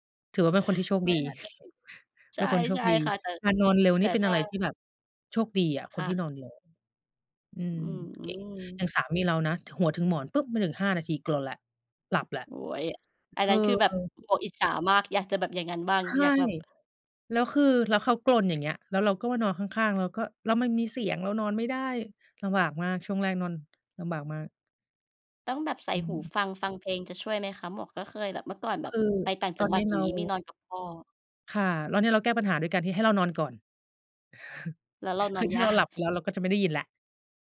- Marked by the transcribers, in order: chuckle; chuckle; other background noise
- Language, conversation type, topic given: Thai, unstructured, ระหว่างการนอนดึกกับการตื่นเช้า คุณคิดว่าแบบไหนเหมาะกับคุณมากกว่ากัน?